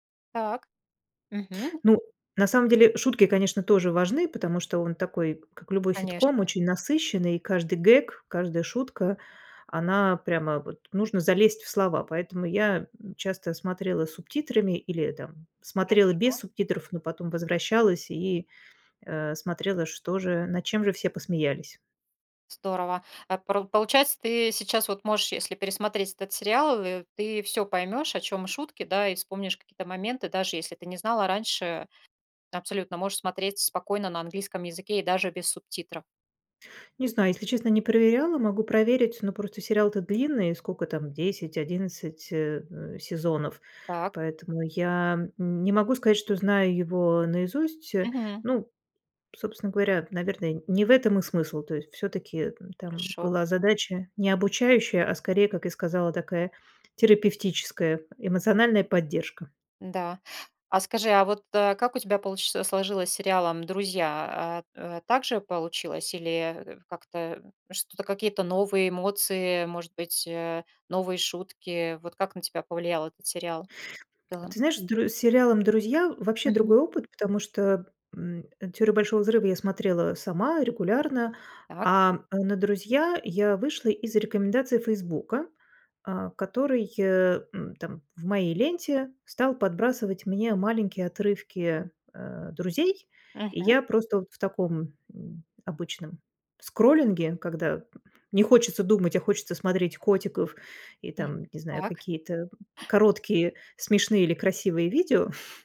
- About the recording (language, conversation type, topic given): Russian, podcast, Как соцсети меняют то, что мы смотрим и слушаем?
- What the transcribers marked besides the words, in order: chuckle